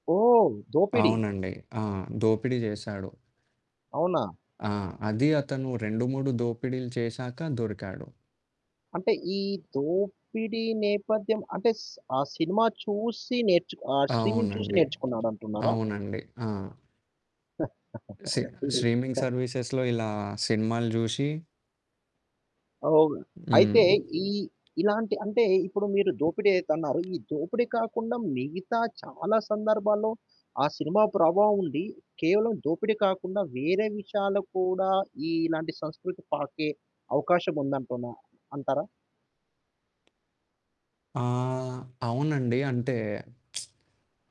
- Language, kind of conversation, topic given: Telugu, podcast, స్ట్రీమింగ్ పెరగడంతో సినిమాలు చూసే విధానం ఎలా మారిందని మీరు అనుకుంటున్నారు?
- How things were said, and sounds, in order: static; other background noise; tapping; in English: "స్ట్రీమింగ్"; chuckle; in English: "సి స్ట్రీమింగ్ సర్వీసెస్‌లో"; lip smack